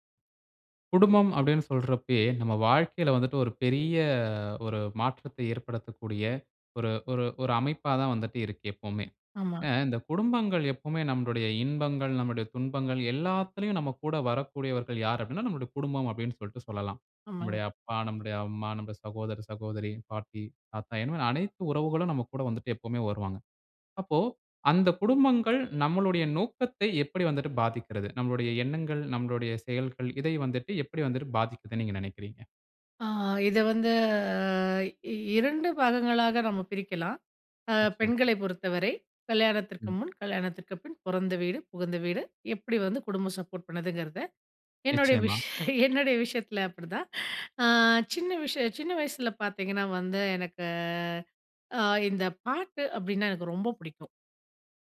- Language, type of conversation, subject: Tamil, podcast, குடும்பம் உங்கள் நோக்கத்தை எப்படி பாதிக்கிறது?
- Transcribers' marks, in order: horn; drawn out: "வந்து"; laughing while speaking: "விஷ் என்னோடைய விஷயத்துல அப்டிதான்"; drawn out: "எனக்கு"; other background noise